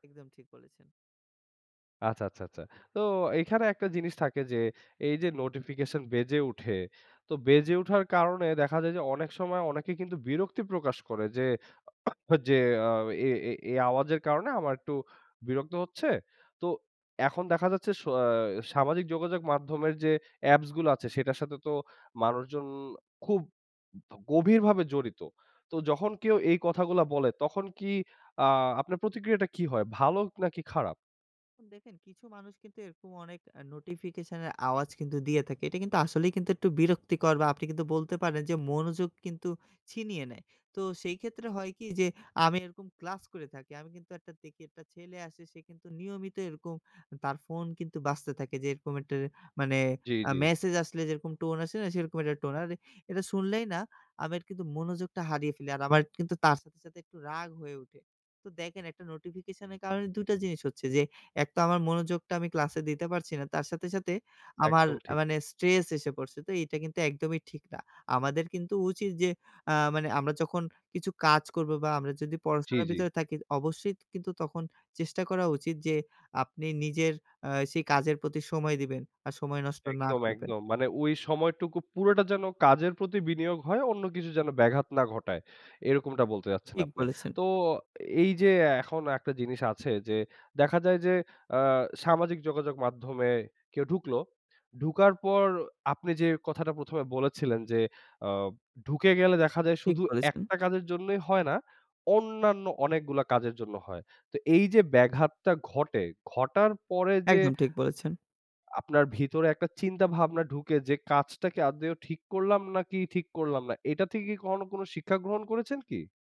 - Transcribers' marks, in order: in English: "নোটিফিকেশন"; cough; stressed: "গভীরভাবে জড়িত"; "ভালো" said as "ভালক"; in English: "নোটিফিকেশন"; in English: "নোটিফিকেশন"; in English: "স্ট্রেস"; horn; "আদৌ" said as "আদেও"
- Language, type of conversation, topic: Bengali, podcast, সোশ্যাল মিডিয়া আপনার মনোযোগ কীভাবে কেড়ে নিচ্ছে?